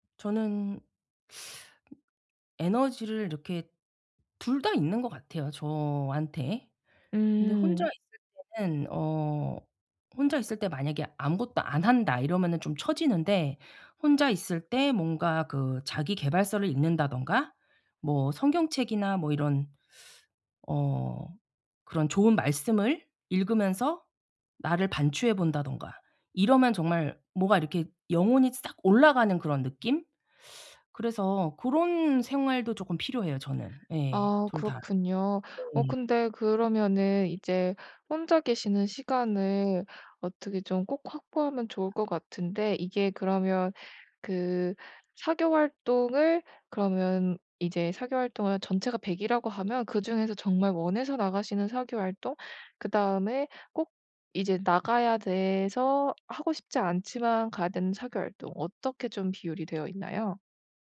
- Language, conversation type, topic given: Korean, advice, 사교 활동과 혼자 있는 시간의 균형을 죄책감 없이 어떻게 찾을 수 있을까요?
- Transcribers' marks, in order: teeth sucking; other noise; tapping